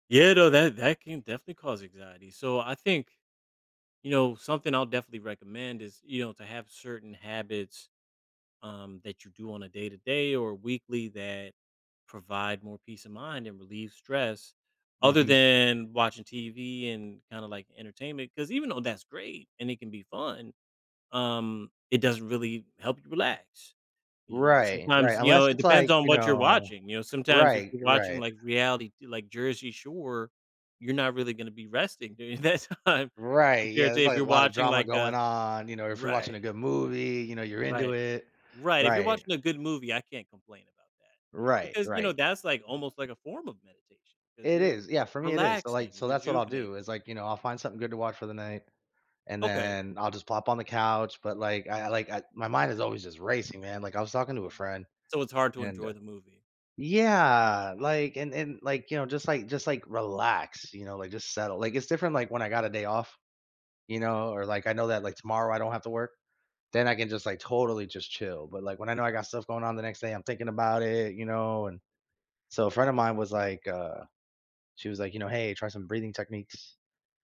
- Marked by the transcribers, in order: laughing while speaking: "that time"; drawn out: "Yeah"; stressed: "relax"
- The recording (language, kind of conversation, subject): English, advice, How can I make my leisure time feel more satisfying when I often feel restless?
- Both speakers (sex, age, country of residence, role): male, 35-39, United States, advisor; male, 35-39, United States, user